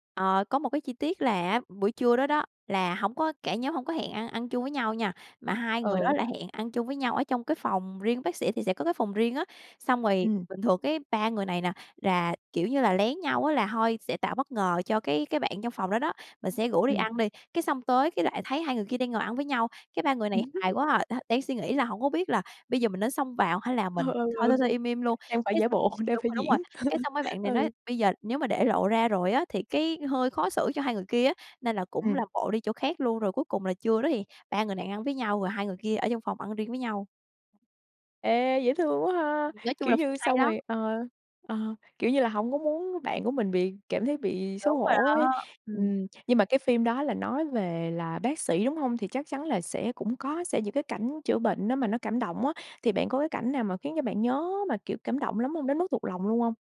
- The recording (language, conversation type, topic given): Vietnamese, podcast, Bạn có thể kể về bộ phim bạn xem đi xem lại nhiều nhất không?
- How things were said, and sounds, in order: tapping; laugh; laughing while speaking: "Ừ, ừ, ừ"; laugh